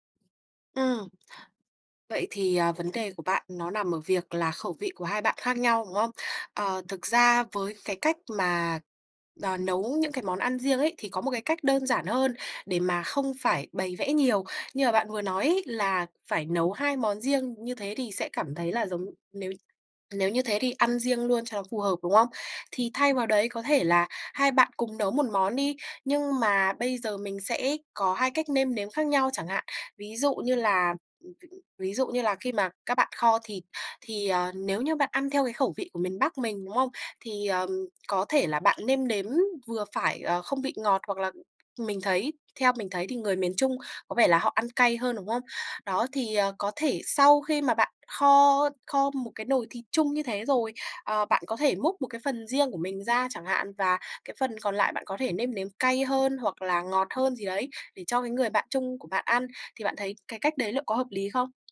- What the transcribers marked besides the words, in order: other background noise
- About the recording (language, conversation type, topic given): Vietnamese, advice, Làm sao để cân bằng chế độ ăn khi sống chung với người có thói quen ăn uống khác?